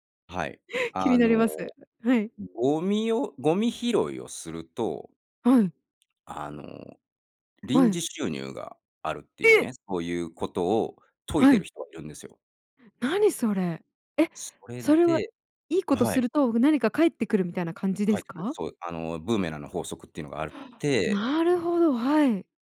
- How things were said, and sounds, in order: surprised: "え！"; gasp
- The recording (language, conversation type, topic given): Japanese, podcast, 日常生活の中で自分にできる自然保護にはどんなことがありますか？